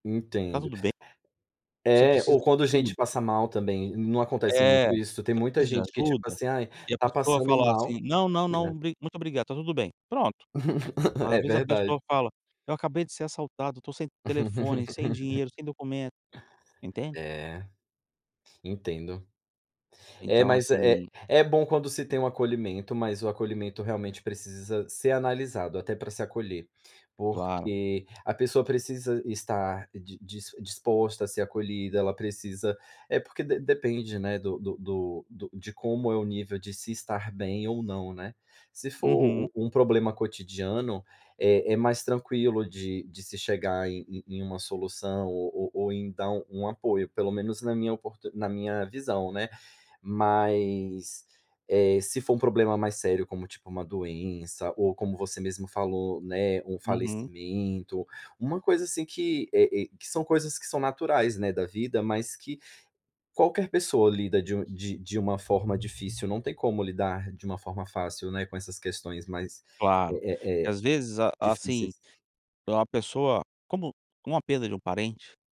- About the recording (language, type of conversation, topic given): Portuguese, podcast, Como ajudar alguém que diz “estou bem”, mas na verdade não está?
- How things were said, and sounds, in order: other background noise; laugh; laugh